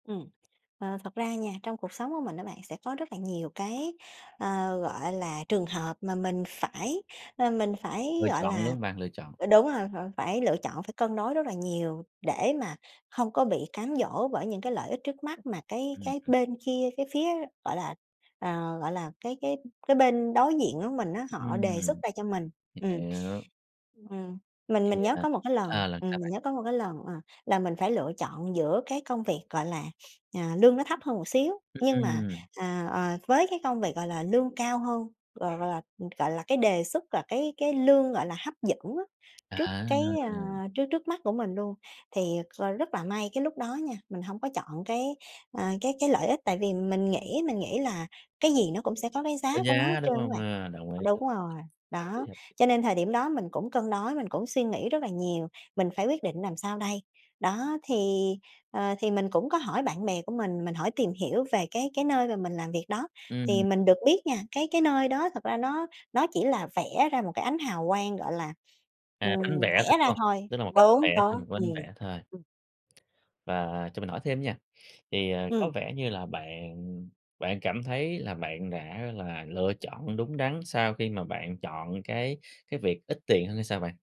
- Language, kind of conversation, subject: Vietnamese, podcast, Làm sao bạn tránh bị cám dỗ bởi lợi ích trước mắt?
- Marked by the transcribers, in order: tapping; other background noise; unintelligible speech